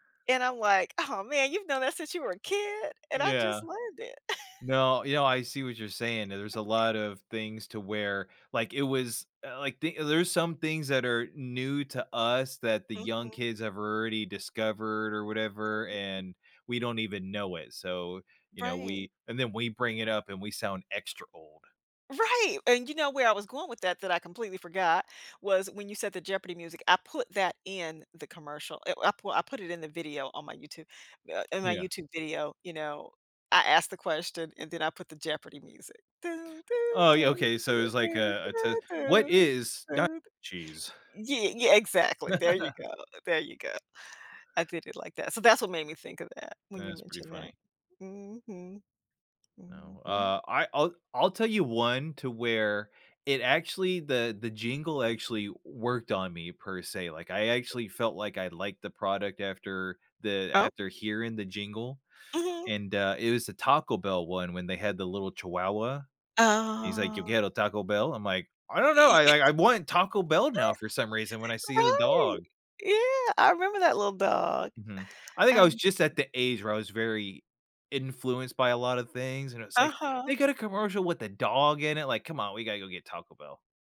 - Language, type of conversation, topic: English, unstructured, How should I feel about a song after it's used in media?
- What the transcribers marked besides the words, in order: laugh; unintelligible speech; joyful: "Right"; humming a tune; laugh; stressed: "that's"; other background noise; in Spanish: "Yo Quiero"; drawn out: "Oh"; chuckle; laugh; tapping